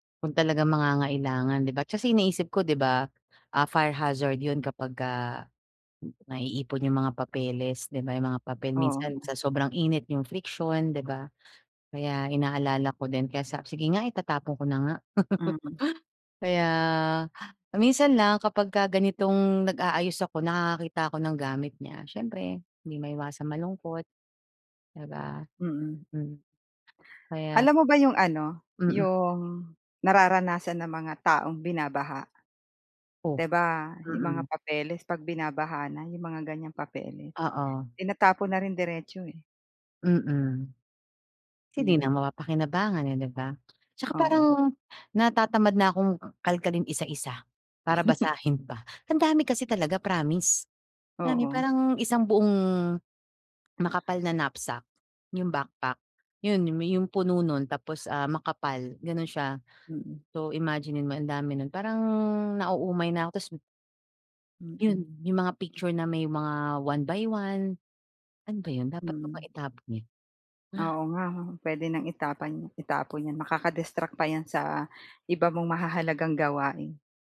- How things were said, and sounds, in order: tapping; other background noise; laugh; "Kasi" said as "si"; chuckle
- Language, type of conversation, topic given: Filipino, advice, Paano ko mababawasan nang may saysay ang sobrang dami ng gamit ko?